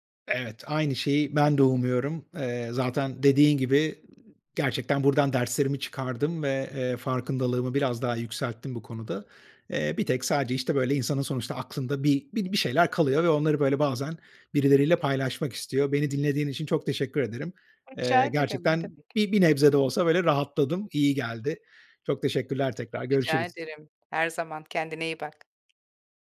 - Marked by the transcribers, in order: tapping
- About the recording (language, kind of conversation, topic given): Turkish, advice, Uzun bir ilişkiden sonra yaşanan ani ayrılığı nasıl anlayıp kabullenebilirim?